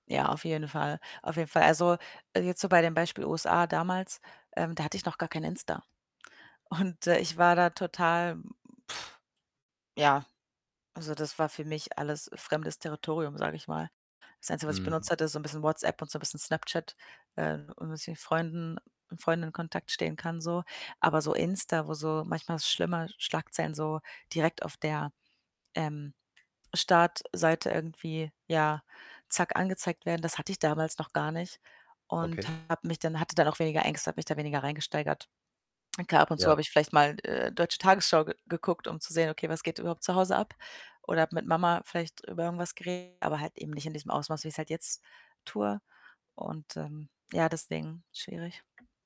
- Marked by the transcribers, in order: static; laughing while speaking: "Und"; blowing; other background noise; unintelligible speech; distorted speech
- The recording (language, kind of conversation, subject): German, advice, Wie kann ich meine Angst beim Erkunden neuer, unbekannter Orte verringern?